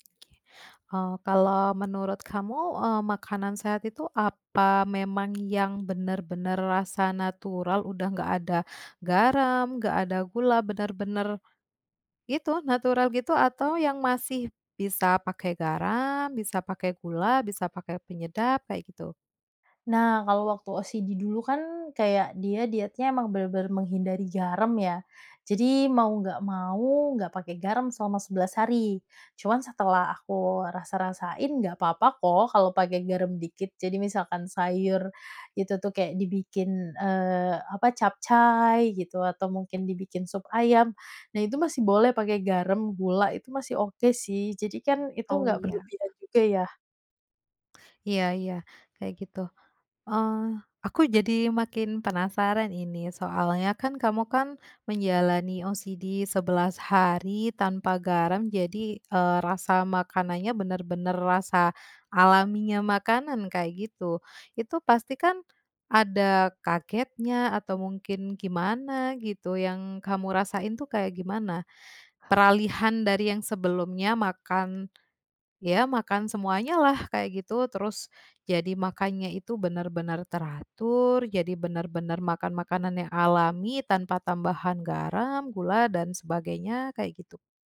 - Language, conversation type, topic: Indonesian, podcast, Apa kebiasaan makan sehat yang paling mudah menurutmu?
- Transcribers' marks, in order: in English: "OCD"; in English: "OCD"